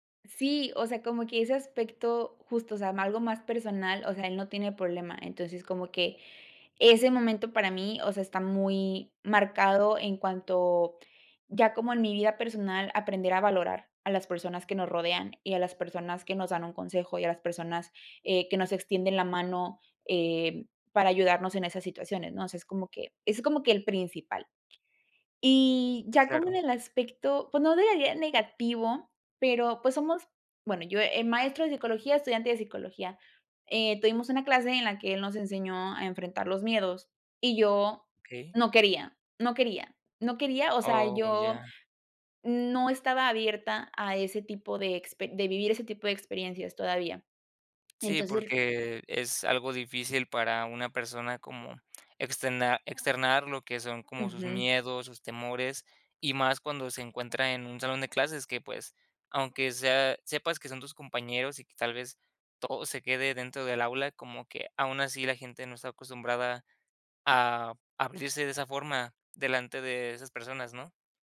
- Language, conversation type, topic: Spanish, podcast, ¿Cuál fue una clase que te cambió la vida y por qué?
- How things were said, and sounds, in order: unintelligible speech; tapping